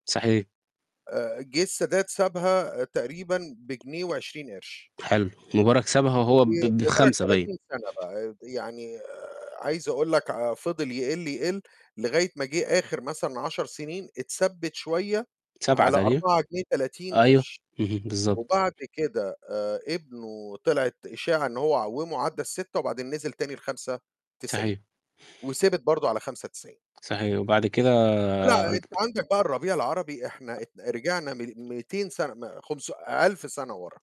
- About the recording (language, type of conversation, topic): Arabic, unstructured, إزاي بتعبّر عن نفسك لما بتكون مبسوط؟
- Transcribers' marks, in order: static; tapping